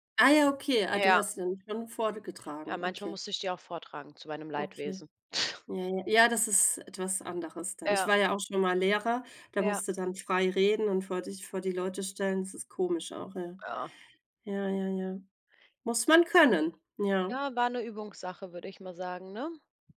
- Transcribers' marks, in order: scoff
- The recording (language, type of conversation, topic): German, unstructured, Wie entscheidest du dich für eine berufliche Laufbahn?